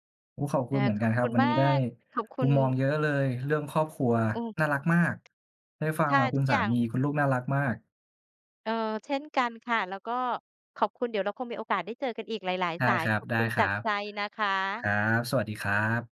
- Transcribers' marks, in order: none
- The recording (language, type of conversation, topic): Thai, unstructured, คุณมีวิธีอะไรบ้างที่จะทำให้วันธรรมดากลายเป็นวันพิเศษกับคนรักของคุณ?